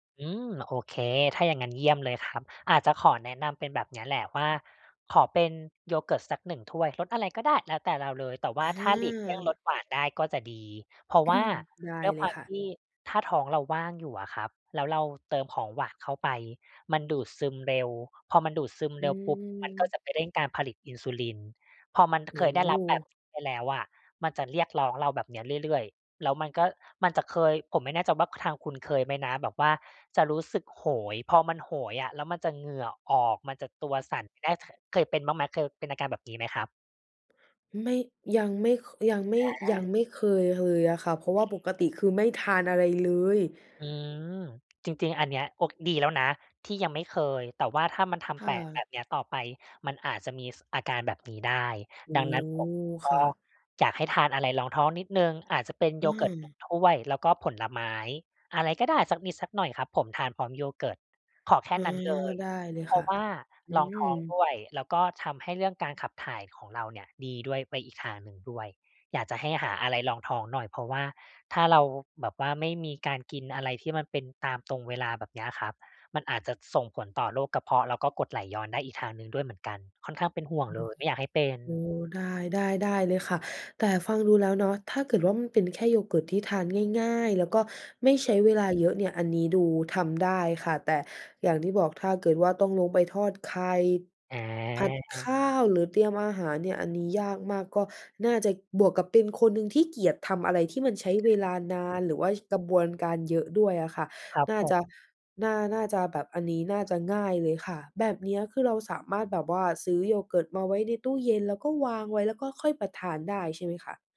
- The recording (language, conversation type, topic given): Thai, advice, จะจัดตารางตอนเช้าเพื่อลดความเครียดและทำให้รู้สึกมีพลังได้อย่างไร?
- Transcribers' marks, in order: other background noise; throat clearing; tapping; unintelligible speech; other noise